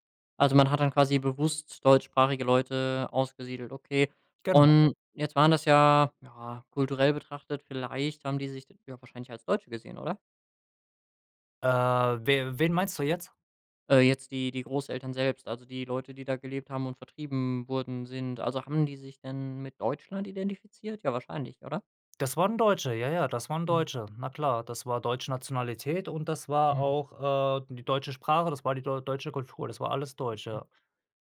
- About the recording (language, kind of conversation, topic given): German, podcast, Welche Geschichten über Krieg, Flucht oder Migration kennst du aus deiner Familie?
- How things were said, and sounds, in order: none